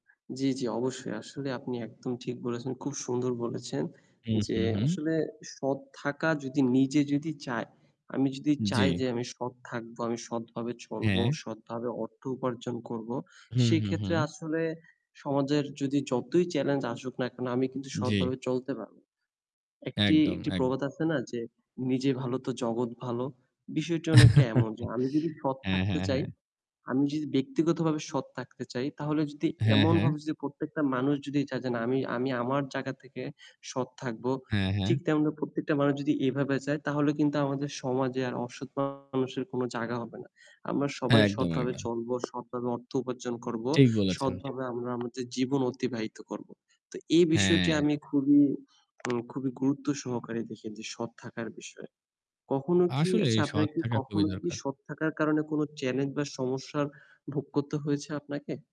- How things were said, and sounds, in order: static; chuckle
- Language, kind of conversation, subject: Bengali, unstructured, সৎ থাকার জন্য আপনার সবচেয়ে বড় অনুপ্রেরণা কী?
- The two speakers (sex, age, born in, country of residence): male, 20-24, Bangladesh, Bangladesh; male, 25-29, Bangladesh, Bangladesh